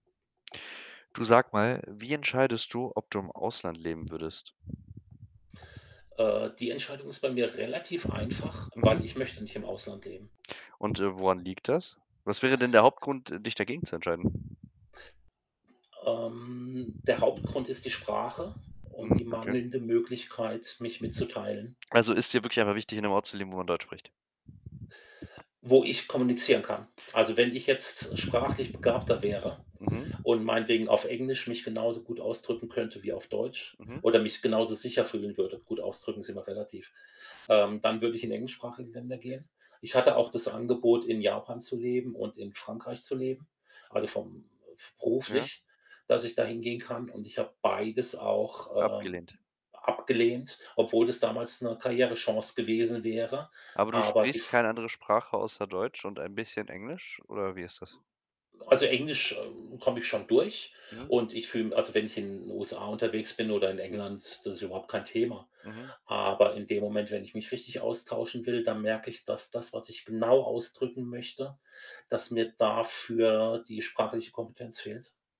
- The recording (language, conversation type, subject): German, podcast, Wie entscheidest du, ob du im Ausland leben möchtest?
- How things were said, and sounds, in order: other background noise; tapping; static